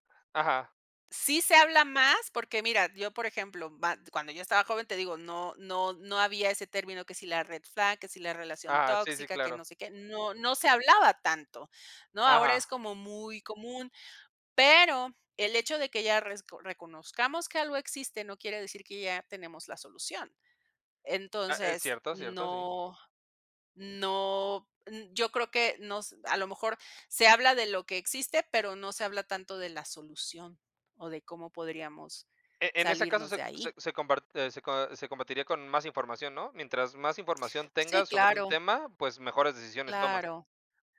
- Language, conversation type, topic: Spanish, unstructured, ¿Crees que las relaciones tóxicas afectan mucho la salud mental?
- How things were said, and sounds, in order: none